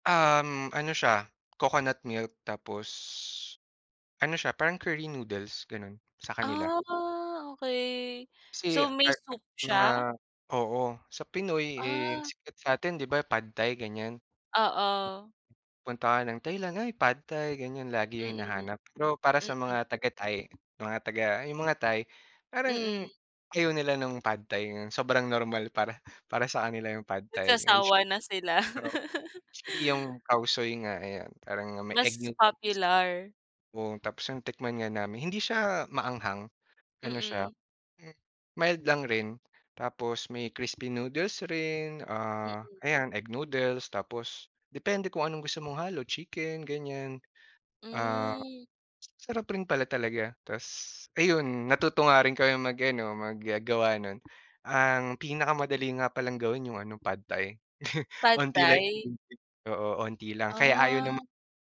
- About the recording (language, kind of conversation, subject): Filipino, podcast, Ano ang paborito mong alaala sa paglalakbay?
- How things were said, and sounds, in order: tapping; drawn out: "Ah"; unintelligible speech; unintelligible speech; laugh; laugh